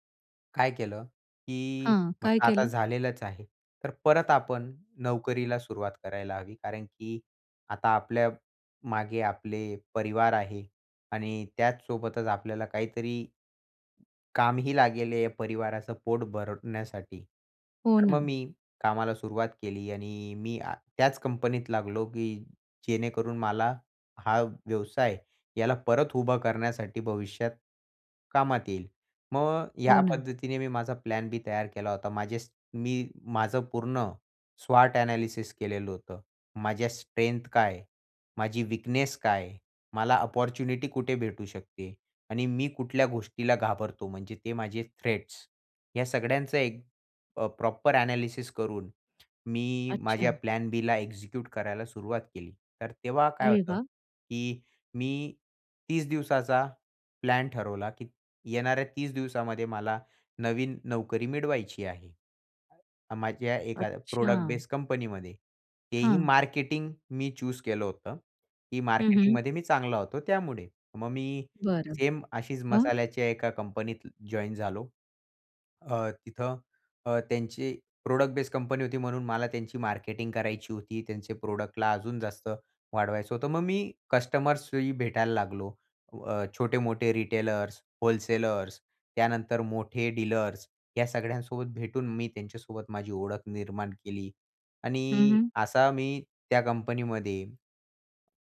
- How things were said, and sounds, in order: in English: "प्लॅन बी"; in English: "स्वॉट अ‍ॅनालिसिस"; in English: "स्ट्रेंथ"; in English: "वीकनेस"; in English: "अपॉर्च्युनिटी"; in English: "थ्रेड्स"; in English: "प्रॉपर एनालिसिस"; in English: "प्लॅन बीला एक्झिक्यूट"; in English: "प्रोडक्ट बेस"; in English: "चूज"; in English: "जॉइन"; in English: "प्रोडक्ट बेस"; in English: "रिटेलर्स, होलसेलर्स"; in English: "डीलर्स"
- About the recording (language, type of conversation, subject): Marathi, podcast, अपयशानंतर पर्यायी योजना कशी आखतोस?